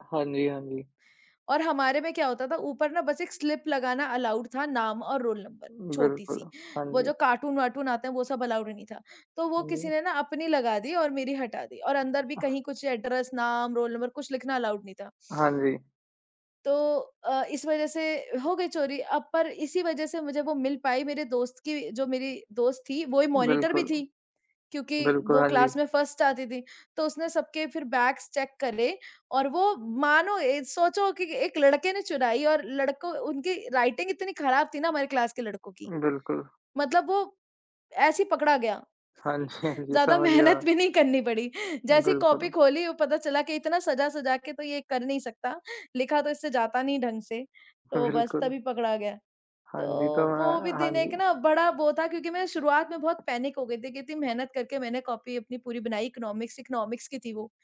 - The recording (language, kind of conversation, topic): Hindi, unstructured, बचपन के दोस्तों के साथ बिताया आपका सबसे मजेदार पल कौन-सा था?
- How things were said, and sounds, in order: in English: "अलाउड"; in English: "अलाउड"; other noise; in English: "एड्रेस"; in English: "अलाउड"; in English: "मॉनिटर"; in English: "क्लास"; in English: "फर्स्ट"; in English: "बैग्स चेक"; in English: "राइटिंग"; in English: "क्लास"; chuckle; laughing while speaking: "ज़्यादा मेहनत भी नहीं करनी पड़ी"; laughing while speaking: "हाँ जी, हाँ जी। समझ गया"; laughing while speaking: "बिल्कुल"; in English: "पैनिक"; tapping